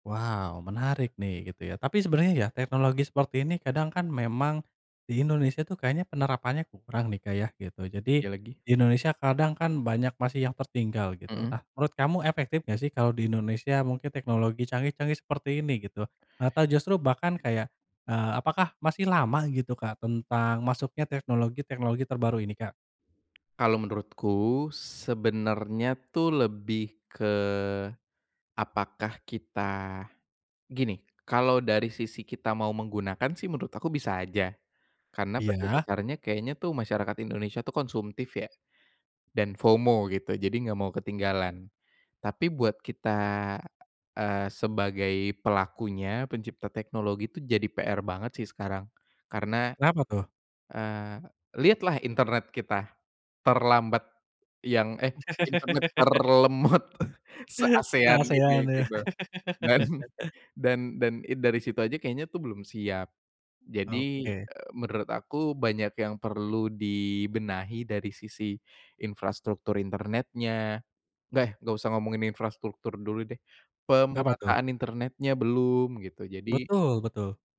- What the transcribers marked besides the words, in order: tapping; laugh; laughing while speaking: "terlemot"; chuckle; laughing while speaking: "Dan"; chuckle; laugh
- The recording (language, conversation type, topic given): Indonesian, podcast, Menurut kamu, seperti apa perubahan gawai yang kita pakai sehari-hari di masa depan?